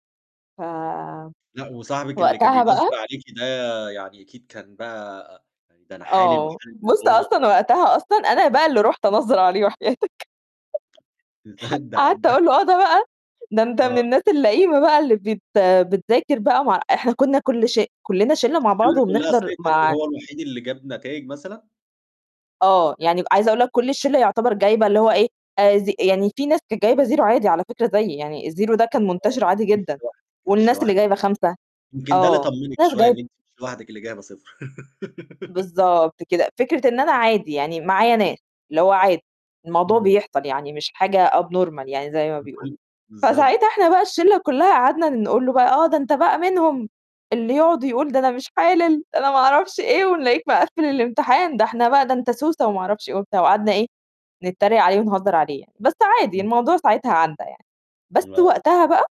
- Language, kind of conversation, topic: Arabic, podcast, إزاي تفضل محافظ على حماسك بعد فشل مؤقت؟
- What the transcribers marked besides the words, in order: laughing while speaking: "بُصّ أصلًا وقتها أصلًا"; in English: "بالبونص"; unintelligible speech; chuckle; unintelligible speech; in English: "zero"; in English: "الزيرو"; distorted speech; laugh; other background noise; in English: "abnormal"; unintelligible speech; laughing while speaking: "ده أنا مش حالل ده أنا ما أعرفش إيه ونلاقيك مقفِّل الامتحان"